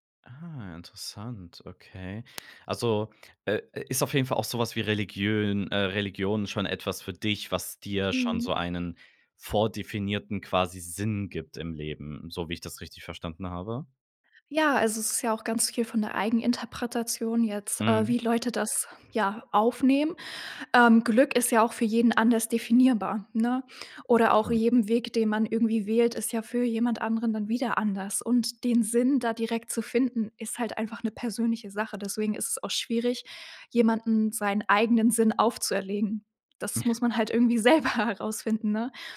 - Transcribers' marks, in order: other noise; laughing while speaking: "selber"
- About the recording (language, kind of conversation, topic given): German, podcast, Was würdest du einem Freund raten, der nach Sinn im Leben sucht?